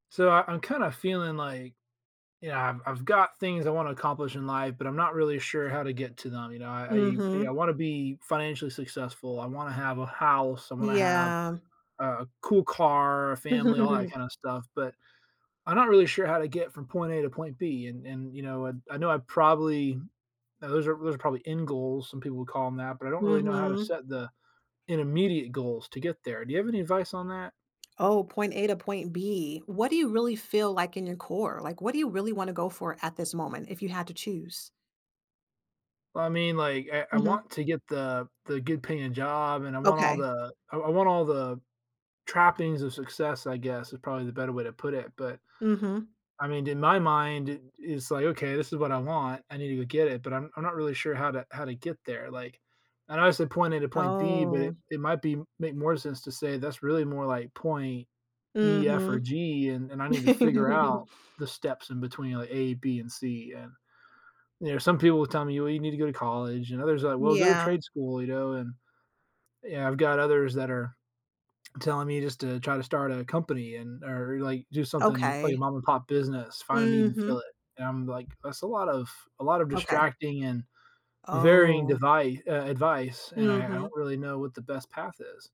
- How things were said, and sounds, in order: other background noise; chuckle; tapping; drawn out: "Oh"; chuckle
- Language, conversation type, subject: English, advice, How do I decide which goals to prioritize?
- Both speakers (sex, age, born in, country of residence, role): female, 35-39, United States, United States, advisor; male, 35-39, United States, United States, user